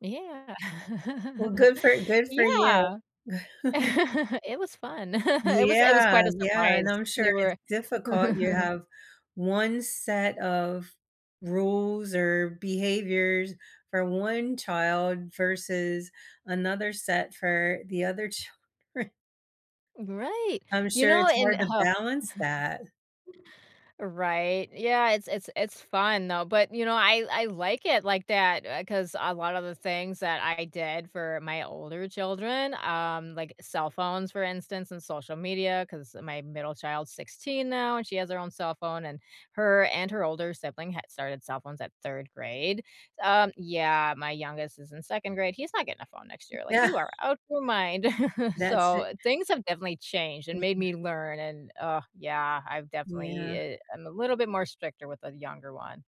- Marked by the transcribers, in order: laugh; chuckle; laugh; laughing while speaking: "children"; chuckle; other background noise; laugh
- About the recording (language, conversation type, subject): English, unstructured, What is one thing you love about yourself?
- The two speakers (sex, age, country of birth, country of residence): female, 40-44, United States, United States; female, 65-69, United States, United States